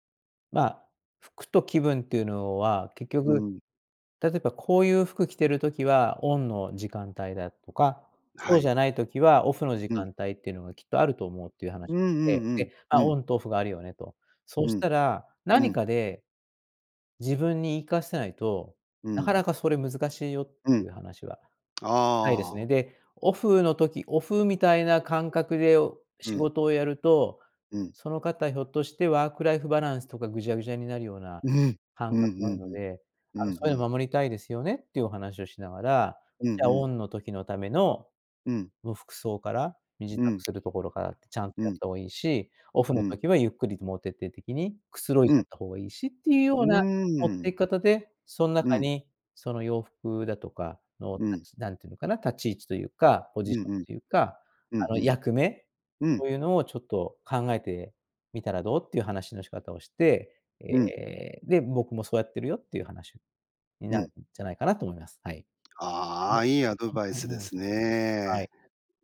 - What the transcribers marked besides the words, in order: tapping
- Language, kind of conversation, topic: Japanese, podcast, 服で気分を変えるコツってある？